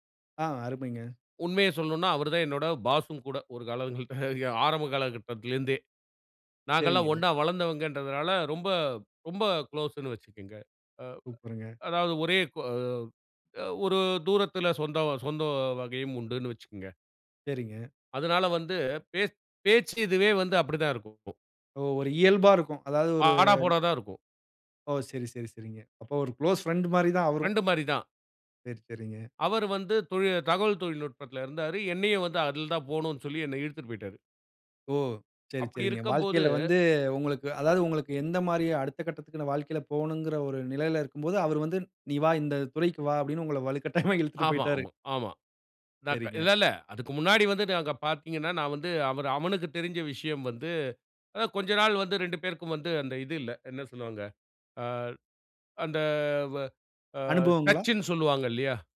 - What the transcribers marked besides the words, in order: in English: "பாஸும்"; laughing while speaking: "ஒரு காலங்கள்ட்ட ய"; laughing while speaking: "வலுக்கட்டாயமா"; in English: "டச்சுன்னு"
- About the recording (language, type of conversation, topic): Tamil, podcast, வழிகாட்டியுடன் திறந்த உரையாடலை எப்படித் தொடங்குவது?